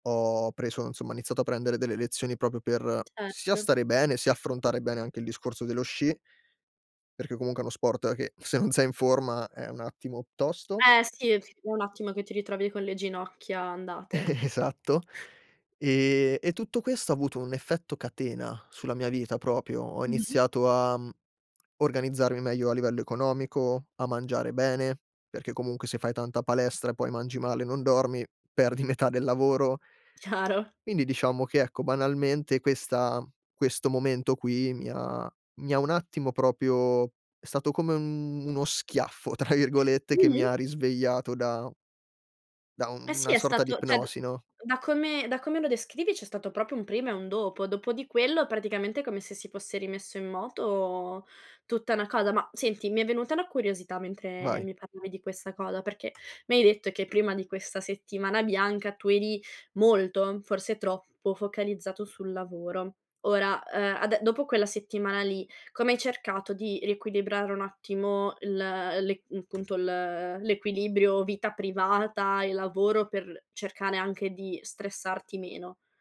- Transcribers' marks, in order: "insomma" said as "nsomma"; other background noise; laughing while speaking: "se non sei"; tapping; chuckle; laughing while speaking: "Esatto"; door; "proprio" said as "propio"; laughing while speaking: "metà"; laughing while speaking: "Chiaro"; "proprio" said as "Propio"; laughing while speaking: "tra"; "cioè" said as "ceh"; "una" said as "na"
- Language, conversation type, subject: Italian, podcast, Raccontami di un momento che ti ha cambiato dentro?